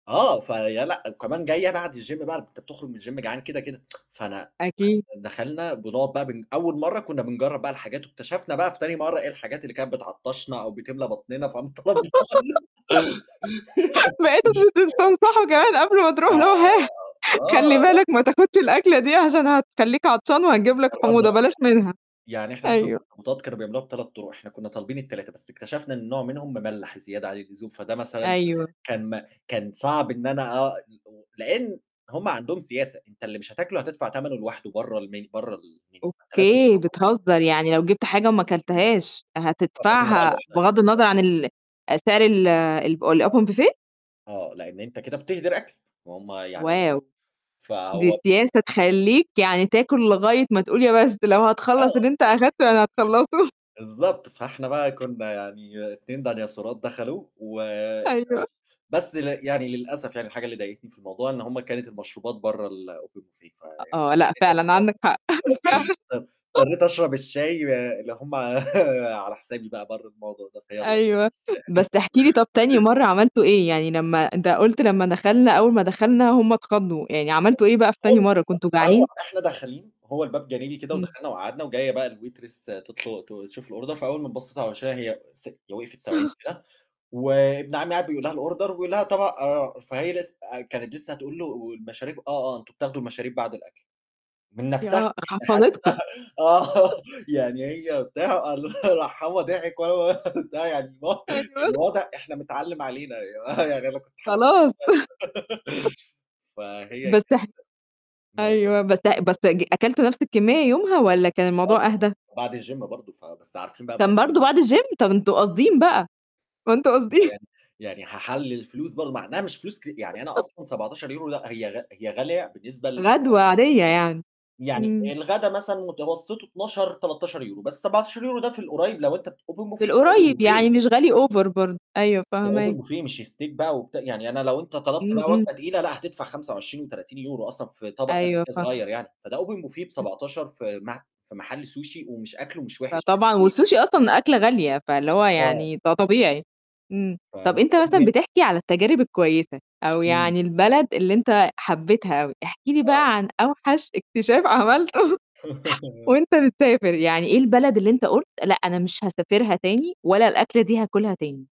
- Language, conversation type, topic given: Arabic, podcast, إيه أجمل اكتشاف عملته وإنت مسافر؟
- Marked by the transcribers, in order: in English: "الgym"; in English: "الgym"; tsk; distorted speech; giggle; laughing while speaking: "بقيتم ت تستنصحوا كمان قبل ما تروح له"; unintelligible speech; laughing while speaking: "فم طلبنا"; unintelligible speech; laugh; unintelligible speech; in English: "الmenu"; unintelligible speech; unintelligible speech; in English: "الopen buffet؟"; static; other background noise; chuckle; laughing while speaking: "هتخلّصه"; tapping; "ديناصورات" said as "دنياصورات"; in English: "الOpen buffet"; laughing while speaking: "فعلًا"; unintelligible speech; chuckle; chuckle; other noise; laughing while speaking: "ف يعني"; chuckle; unintelligible speech; unintelligible speech; in English: "الwaitress"; in English: "الorder"; in English: "الorder"; chuckle; chuckle; laughing while speaking: "آه، يعني هي بتاع، قال … أنا كنت حاسس"; laughing while speaking: "أيوه"; chuckle; unintelligible speech; unintelligible speech; laugh; unintelligible speech; in English: "الgym"; unintelligible speech; in English: "الgym؟!"; laughing while speaking: "قاصدين"; laugh; in English: "open buffet open buffet"; in English: "over"; in English: "open buffet"; in English: "steak"; unintelligible speech; in English: "open buffet"; in Japanese: "sushi"; in Japanese: "والSushi"; unintelligible speech; unintelligible speech; laughing while speaking: "عملته"; laugh